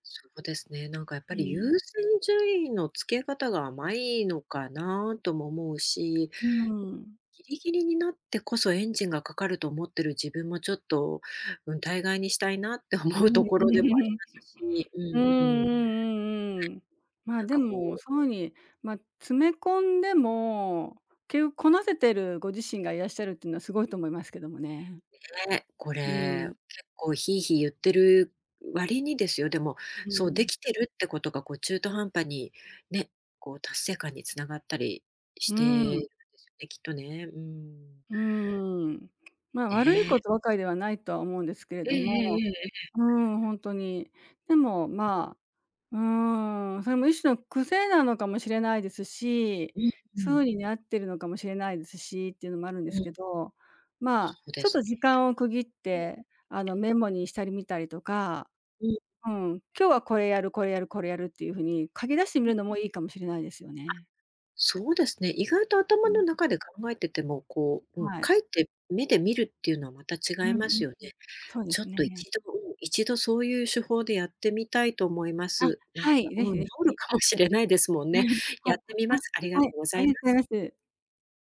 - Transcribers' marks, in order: other background noise; chuckle; laughing while speaking: "思うところでも"; tapping; laughing while speaking: "うん"
- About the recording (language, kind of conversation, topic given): Japanese, advice, 締め切り前に慌てて短時間で詰め込んでしまう癖を直すにはどうすればよいですか？